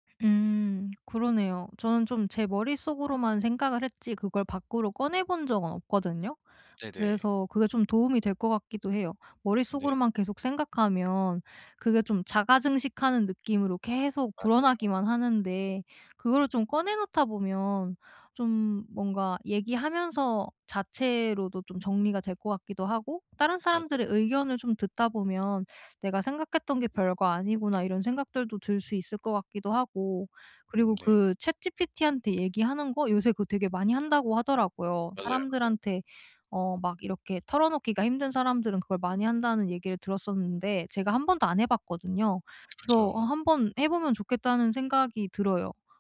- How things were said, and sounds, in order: other background noise; tapping
- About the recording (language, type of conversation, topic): Korean, advice, 잠들기 전에 머릿속 생각을 어떻게 정리하면 좋을까요?